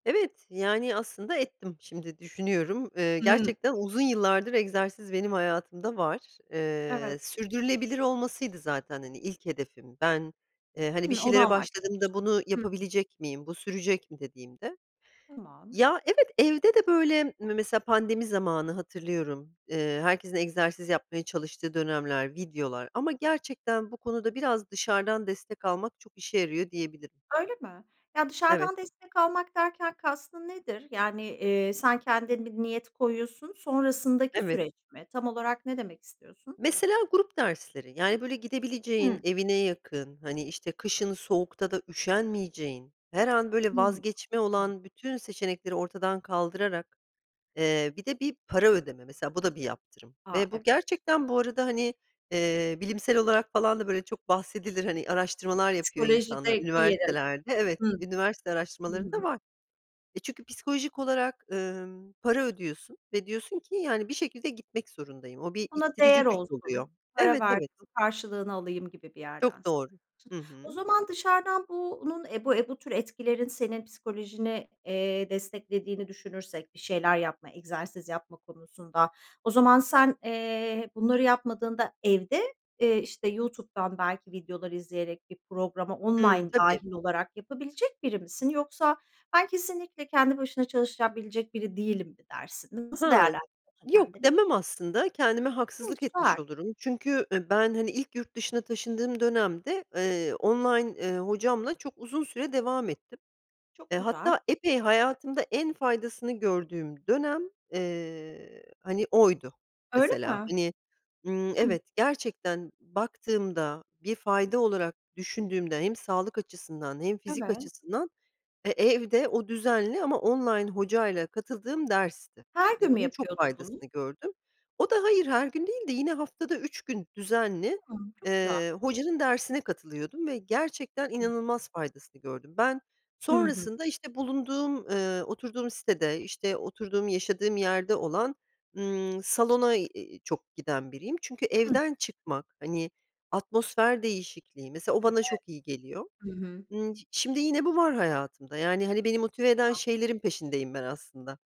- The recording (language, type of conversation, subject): Turkish, podcast, Egzersizi günlük hayatına nasıl dahil ettin?
- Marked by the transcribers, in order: tapping; unintelligible speech; other background noise; unintelligible speech